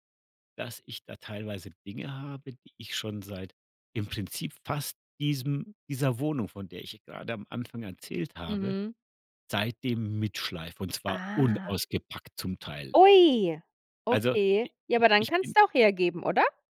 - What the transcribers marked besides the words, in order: drawn out: "Ah"; drawn out: "Ui!"; surprised: "Ui!"; other background noise
- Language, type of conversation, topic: German, podcast, Welche Tipps hast du für mehr Ordnung in kleinen Räumen?